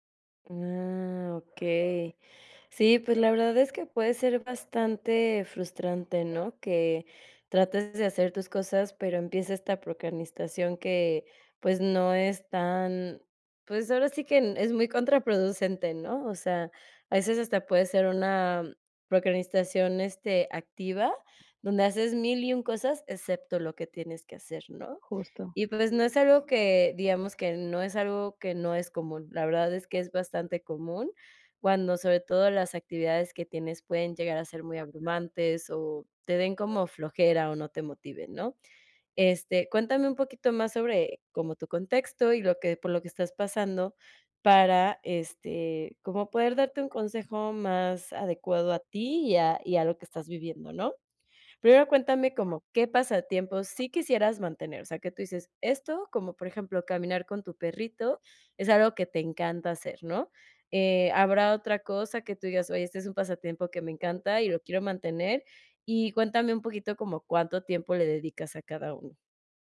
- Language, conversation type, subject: Spanish, advice, ¿Cómo puedo equilibrar mis pasatiempos con mis obligaciones diarias sin sentirme culpable?
- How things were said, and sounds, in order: dog barking; "procrastinación" said as "procranistación"; "procrastinación" said as "procranistación"